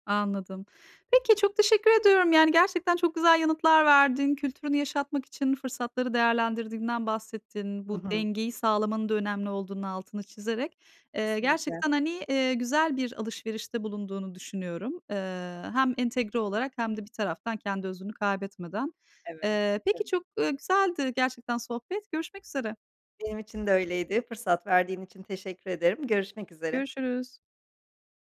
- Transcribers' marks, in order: other background noise; unintelligible speech
- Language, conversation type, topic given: Turkish, podcast, Kültürünü yaşatmak için günlük hayatında neler yapıyorsun?